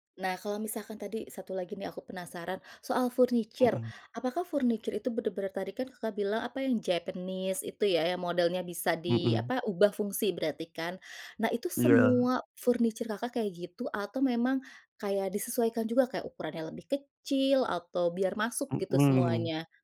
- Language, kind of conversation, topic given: Indonesian, podcast, Bagaimana cara memisahkan area kerja dan area istirahat di rumah yang kecil?
- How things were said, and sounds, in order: in English: "furniture"; in English: "furniture"; in English: "furniture"